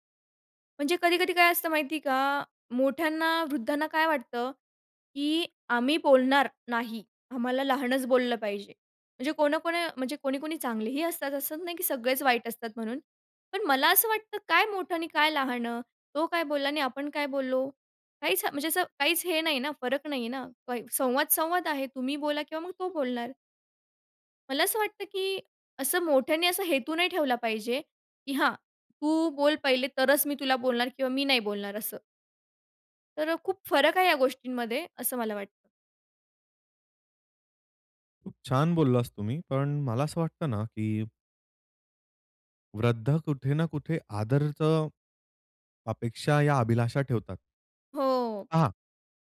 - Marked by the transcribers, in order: none
- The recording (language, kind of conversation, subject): Marathi, podcast, वृद्ध आणि तरुण यांचा समाजातील संवाद तुमच्या ठिकाणी कसा असतो?